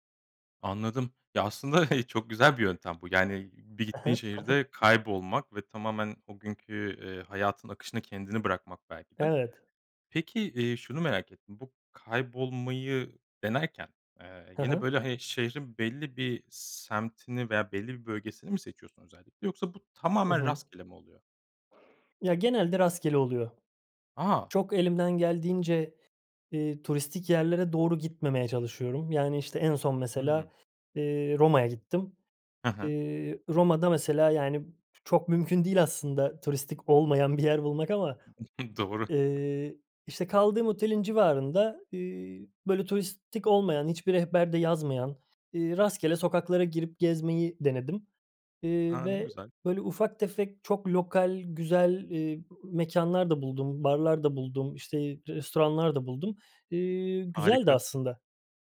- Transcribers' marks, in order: chuckle; chuckle; chuckle; tapping
- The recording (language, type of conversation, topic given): Turkish, podcast, En iyi seyahat tavsiyen nedir?